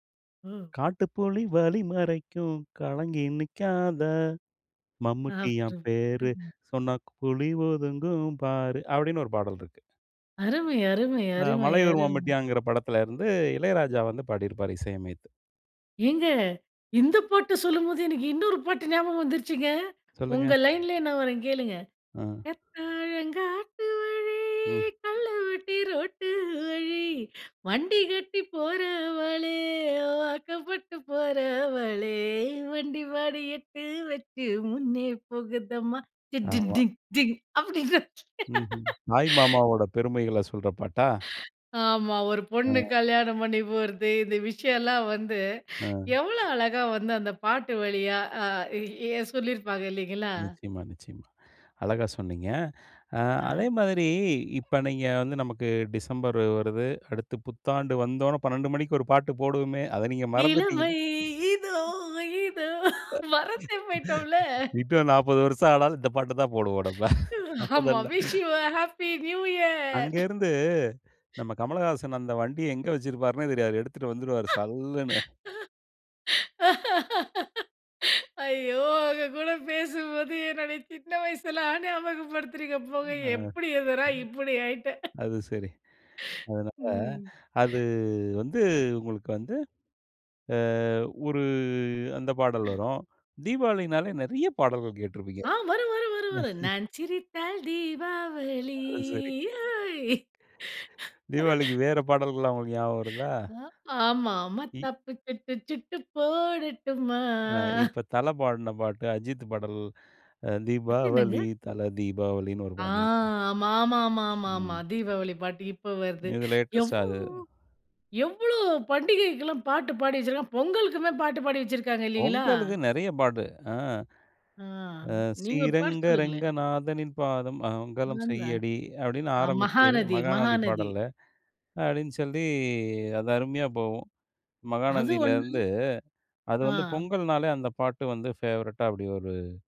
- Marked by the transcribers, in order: singing: "காட்டுப்புலி வழி மறைக்கும், கலங்கி நிக்காத. மம்முட்டியான் பேரு! சொன்னா, க் புலி ஒதுங்கும் பாரு!"; unintelligible speech; other background noise; tapping; joyful: "ஏங்க! இந்த பாட்டு சொல்லும்போது, எனக்கு … நான் வர்றேன் கேளுங்க!"; singing: "கத்தலங்காட்டுவழி, கல்லுவட்டி ரோட்டு வழி, வண்டி … டி டி டிங்!"; laughing while speaking: "அப்டின்னு"; laughing while speaking: "ஆமா. ஒரு பொண்ணு கல்யாணம் பண்ணி … எ சொல்லிருப்பாங்க இல்லீங்களா?"; laughing while speaking: "இளமை இதோ! இதோ! மரந்தே போயிட்டோம்ல!"; singing: "இளமை இதோ! இதோ!"; laughing while speaking: "இன்னும் நாப்பது வருஷம் ஆனாலும் இந்த பாட்டு தான் போடுவோம் நம்ம. மொதல்ல"; laughing while speaking: "ஆமா விஷ் யு அ ஹப்பி நியூ இயர்"; in English: "விஷ் யு அ ஹப்பி நியூ இயர்"; laughing while speaking: "ஐயோ! உங்க கூட பேசும்போது, என்னோட … நா, இப்டி ஆயிட்டே"; drawn out: "அது"; drawn out: "ஒரு"; chuckle; singing: "நான் சிரித்தால், தீபாவளி ஹோய்!"; laugh; singing: "ஆ ஆமா. மத்தாப்பு தப்பிச்சுட்டு சுட்டு போடட்டுமா"; singing: "தீபாவளி, தல தீபாவளின்னு"; singing: "ஸ்ரீரங்க ரங்கநாதனின் பாதம் மங்கலம் செய்யடி"; unintelligible speech; in English: "ஃபேவரெட்டா"
- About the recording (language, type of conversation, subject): Tamil, podcast, விழா அல்லது திருமணம் போன்ற நிகழ்ச்சிகளை நினைவூட்டும் பாடல் எது?